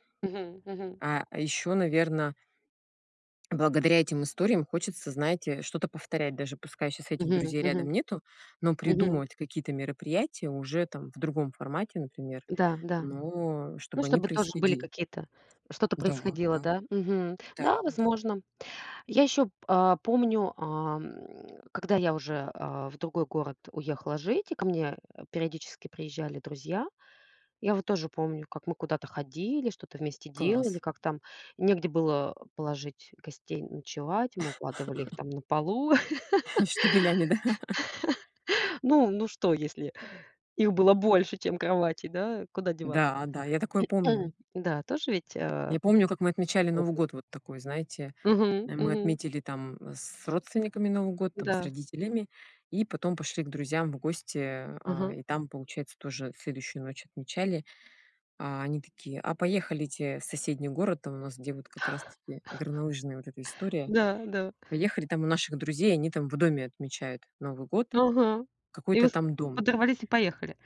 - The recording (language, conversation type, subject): Russian, unstructured, Какие общие воспоминания с друзьями тебе запомнились больше всего?
- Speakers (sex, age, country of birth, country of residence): female, 40-44, Russia, United States; female, 40-44, Russia, United States
- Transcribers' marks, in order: other background noise; tapping; chuckle; laughing while speaking: "да"; chuckle; laugh; throat clearing; laugh